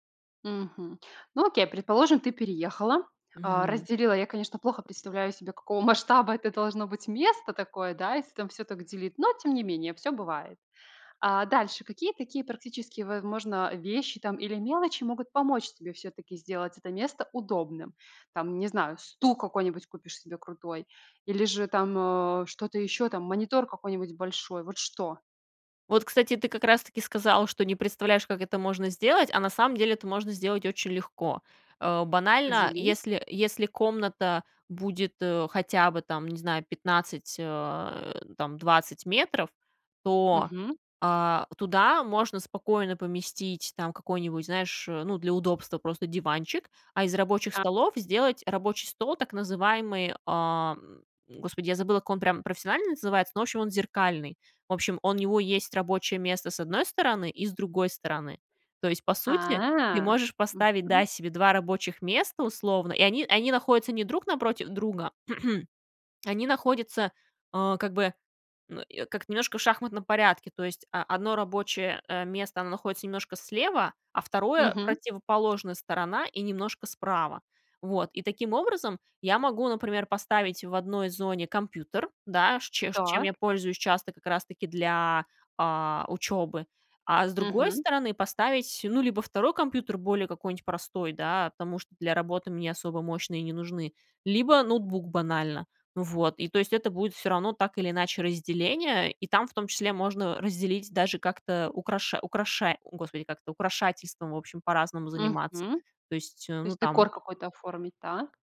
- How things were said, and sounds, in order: surprised: "масштаба"; drawn out: "А"; throat clearing; grunt
- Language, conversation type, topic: Russian, podcast, Как вы обустраиваете домашнее рабочее место?